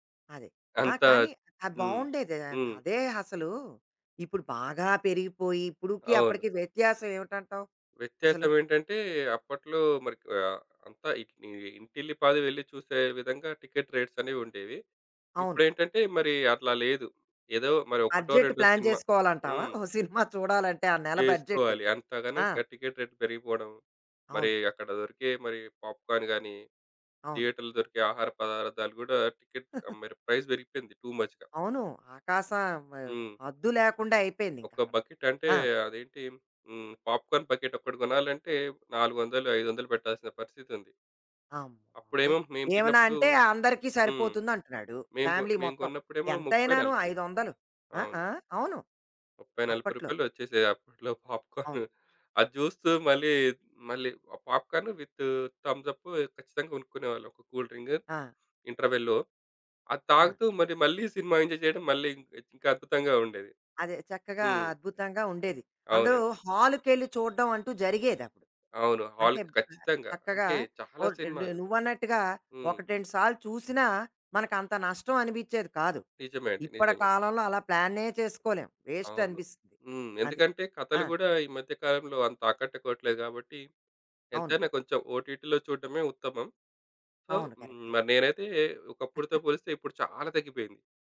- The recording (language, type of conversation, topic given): Telugu, podcast, సినిమాలు చూడాలన్న మీ ఆసక్తి కాలక్రమంలో ఎలా మారింది?
- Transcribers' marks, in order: other background noise; in English: "బడ్జెట్ ప్లాన్"; chuckle; in English: "బడ్జెట్"; in English: "టికెట్ రేట్"; in English: "పాప్‌కార్న్"; in English: "థియేటర్‌లో"; in English: "ప్రైస్"; chuckle; in English: "టూ మచ్‌గా"; in English: "బకెట్"; in English: "పాప్‌కార్న్ బకెట్"; in English: "ఫ్యామిలీ"; in English: "పాప్‌కార్న్"; chuckle; in English: "పాప్‌కార్న్ విత్ థమ్స్‌ప్"; in English: "కూల్"; in English: "ఇంటర్వెల్‌ల్లో"; in English: "ఎంజాయ్"; in English: "హాల్‌కి"; in English: "ఓటీటీలో"; in English: "సో"; chuckle